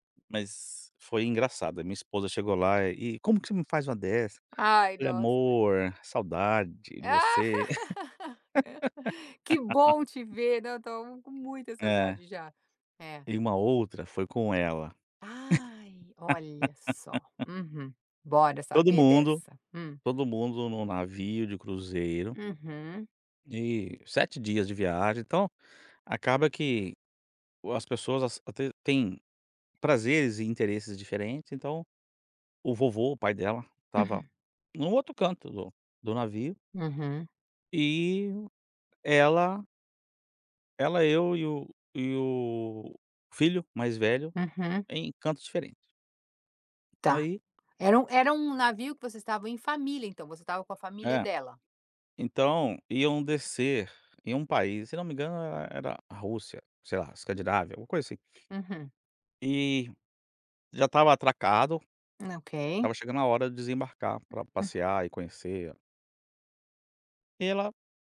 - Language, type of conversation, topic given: Portuguese, podcast, Você já interpretou mal alguma mensagem de texto? O que aconteceu?
- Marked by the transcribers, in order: unintelligible speech; laugh; laugh; laugh; other noise